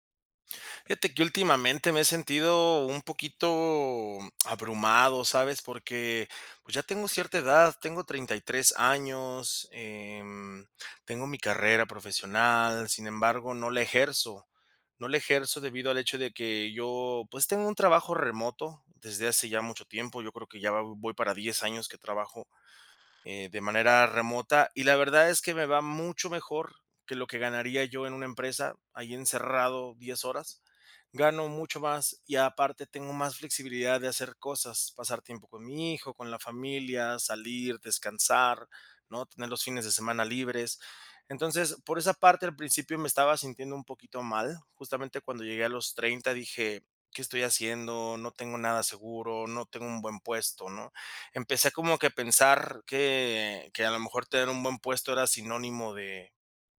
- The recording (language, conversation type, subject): Spanish, advice, ¿Cómo puedo aclarar mis metas profesionales y saber por dónde empezar?
- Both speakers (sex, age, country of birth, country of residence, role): male, 30-34, Mexico, France, advisor; male, 35-39, Mexico, Mexico, user
- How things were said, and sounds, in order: none